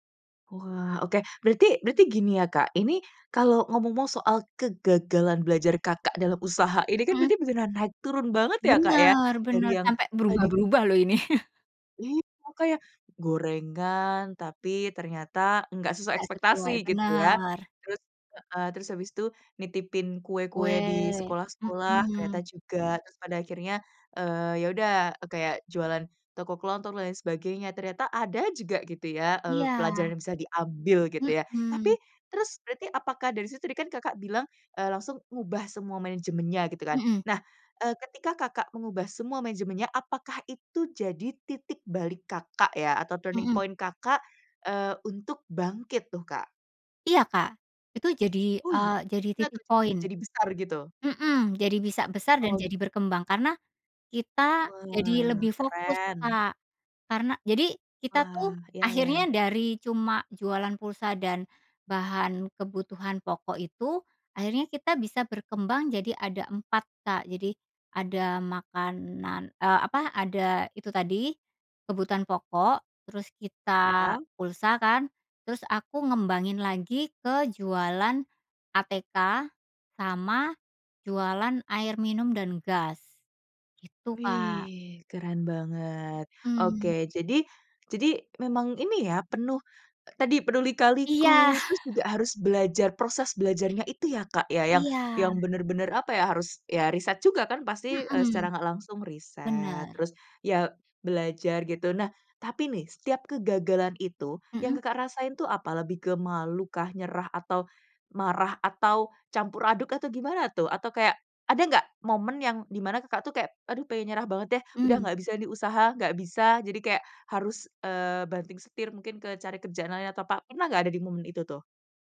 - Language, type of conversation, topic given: Indonesian, podcast, Pernahkah kamu gagal dalam belajar lalu bangkit lagi? Ceritakan pengalamannya.
- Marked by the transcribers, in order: laugh; in English: "turning point"; unintelligible speech; drawn out: "Wah"; drawn out: "Wih"; chuckle